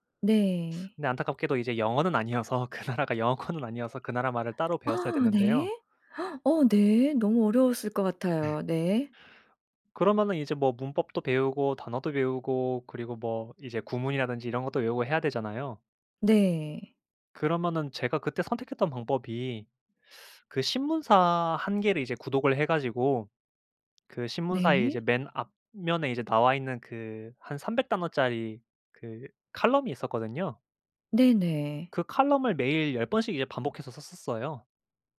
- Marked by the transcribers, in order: laughing while speaking: "아니어서 그 나라가 영어권은"; gasp
- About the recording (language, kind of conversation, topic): Korean, podcast, 초보자가 창의성을 키우기 위해 어떤 연습을 하면 좋을까요?